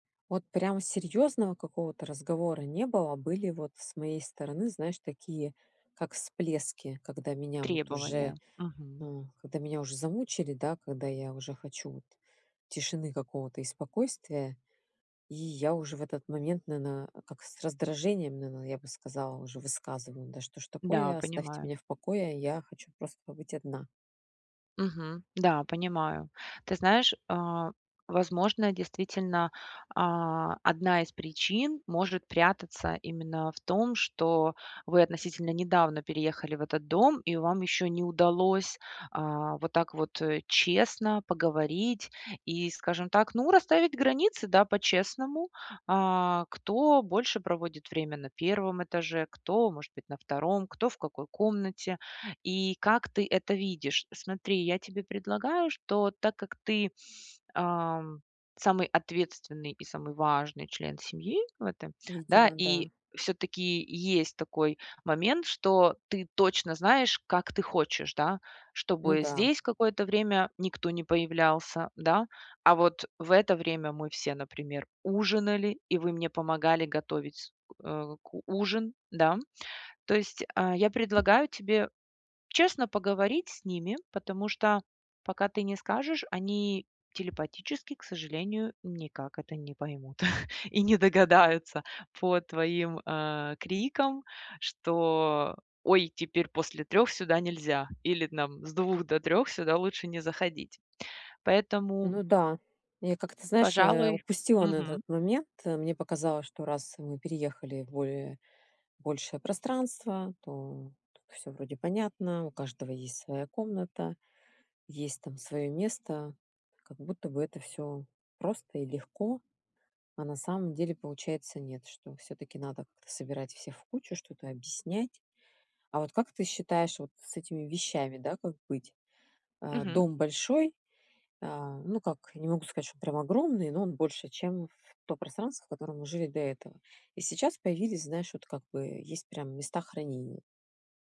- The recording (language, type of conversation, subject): Russian, advice, Как договориться о границах и правилах совместного пользования общей рабочей зоной?
- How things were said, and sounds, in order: tapping; "наверное" said as "наена"; chuckle